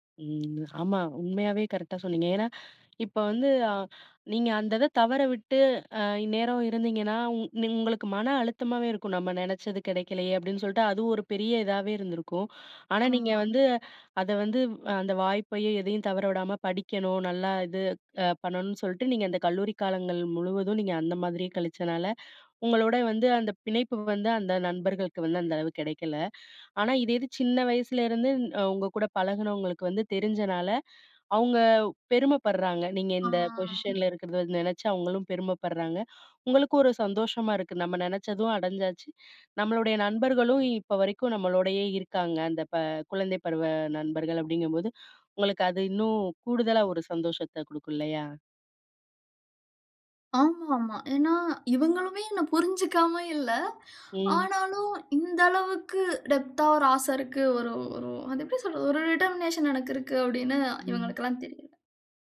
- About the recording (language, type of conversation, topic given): Tamil, podcast, குழந்தைநிலையில் உருவான நட்புகள் உங்கள் தனிப்பட்ட வளர்ச்சிக்கு எவ்வளவு உதவின?
- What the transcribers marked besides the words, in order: other background noise; in English: "பொசிஷன்ல"; drawn out: "ஆ"; in English: "டெப்த்தா"; in English: "டிடெர்மினேஷன்"